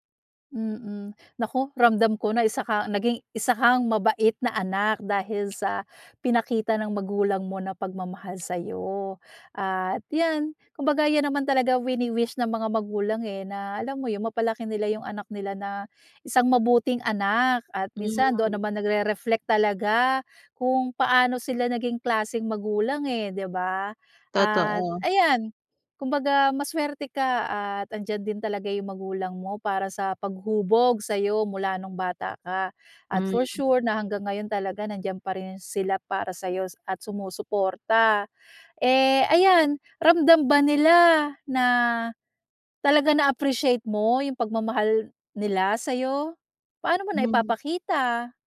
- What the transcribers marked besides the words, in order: unintelligible speech
- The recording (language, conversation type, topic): Filipino, podcast, Paano ipinapakita ng mga magulang mo ang pagmamahal nila sa’yo?